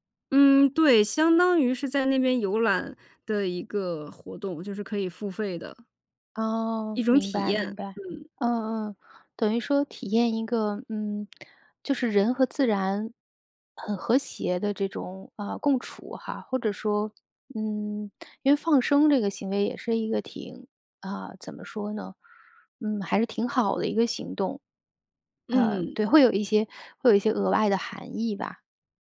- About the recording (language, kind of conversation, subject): Chinese, podcast, 大自然曾经教会过你哪些重要的人生道理？
- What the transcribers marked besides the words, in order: none